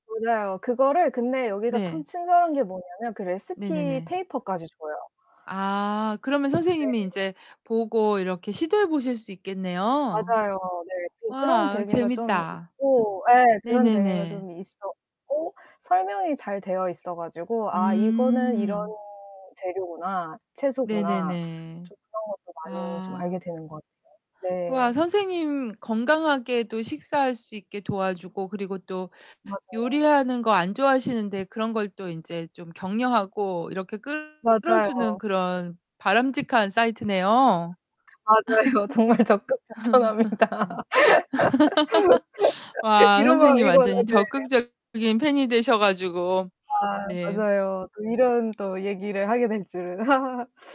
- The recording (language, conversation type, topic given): Korean, unstructured, 외식과 집밥 중 어느 쪽이 더 좋으세요?
- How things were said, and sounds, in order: distorted speech; tapping; other background noise; laughing while speaking: "맞아요. 정말 적극 추천합니다. 이런 마음이군요. 네"; laugh; laugh